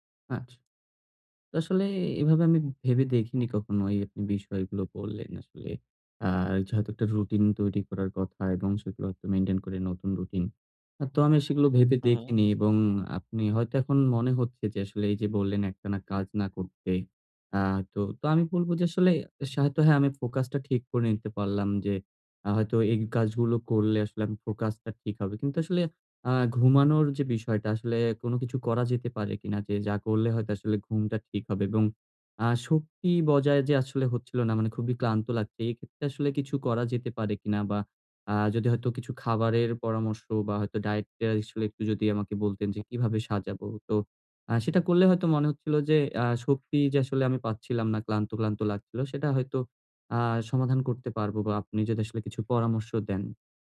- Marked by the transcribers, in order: other background noise
- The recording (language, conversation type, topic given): Bengali, advice, কীভাবে আমি দীর্ঘ সময় মনোযোগ ধরে রেখে কর্মশক্তি বজায় রাখতে পারি?